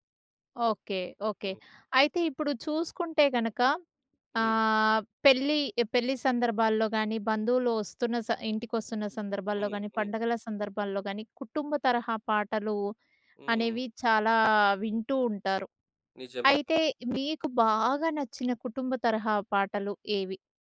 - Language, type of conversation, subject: Telugu, podcast, సంగీతానికి మీ తొలి జ్ఞాపకం ఏమిటి?
- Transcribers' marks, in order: none